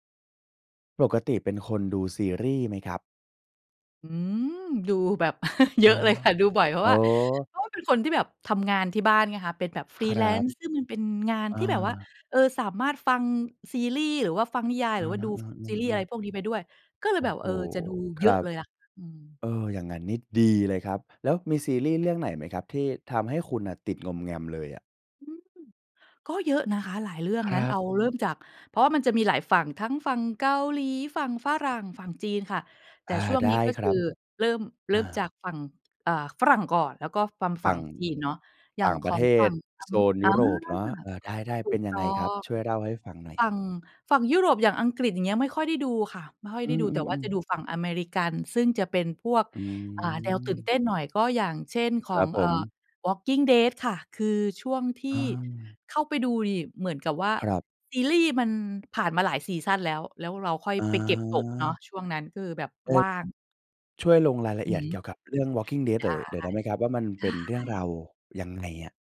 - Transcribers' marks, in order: chuckle; in English: "Freelance"; other background noise
- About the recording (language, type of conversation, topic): Thai, podcast, ซีรีส์เรื่องไหนทำให้คุณติดงอมแงมจนวางไม่ลง?